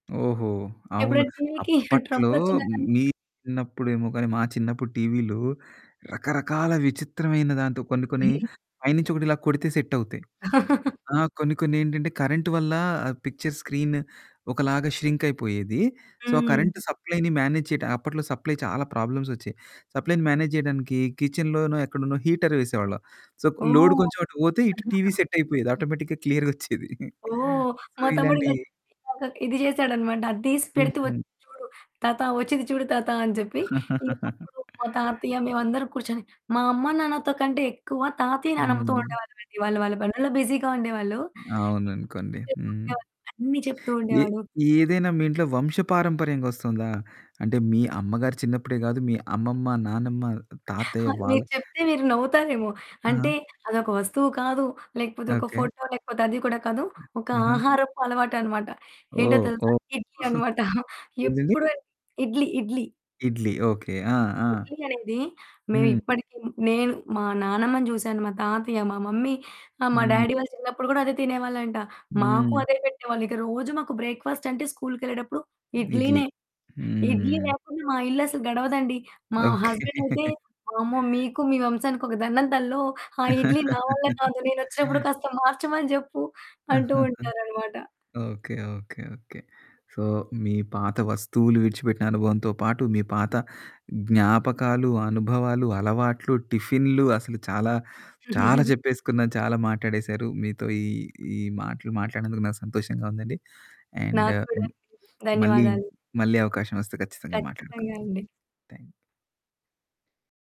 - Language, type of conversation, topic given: Telugu, podcast, మీరు మొదటిసారి ఏ పాత వస్తువును విడిచిపెట్టారు, ఆ అనుభవం మీకు ఎలా అనిపించింది?
- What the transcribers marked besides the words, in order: chuckle; in English: "సెట్"; giggle; chuckle; tapping; in English: "పిక్చర్ స్క్రీన్"; in English: "ష్రింక్"; in English: "సో"; in English: "కరెంట్ సప్లైని మేనేజ్"; in English: "సప్లై"; in English: "ప్రాబ్లమ్స్"; in English: "సప్లైని మేనేజ్"; in English: "కిచెన్‌లోనో"; in English: "హీటర్"; in English: "సో, లోడ్"; chuckle; in English: "సెట్"; in English: "ఆటోమేటిక్‌గా, క్లియర్‌గోచ్చేది. సో"; distorted speech; chuckle; in English: "బిజిగా"; other background noise; unintelligible speech; giggle; giggle; in English: "మమ్మీ"; in English: "డ్యాడీ"; laughing while speaking: "ఓకె"; in English: "హస్బెండ్"; chuckle; chuckle; in English: "సో"; chuckle; in English: "అండ్"; static